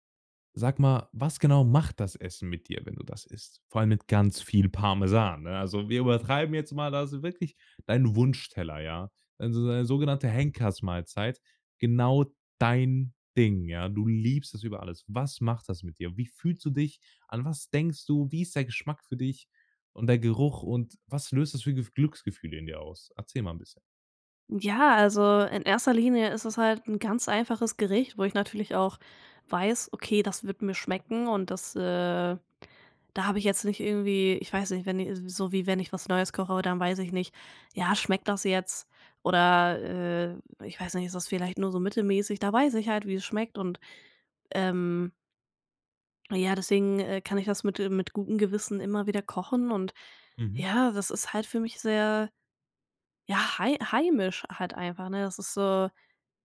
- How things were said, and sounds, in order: none
- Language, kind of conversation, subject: German, podcast, Erzähl mal: Welches Gericht spendet dir Trost?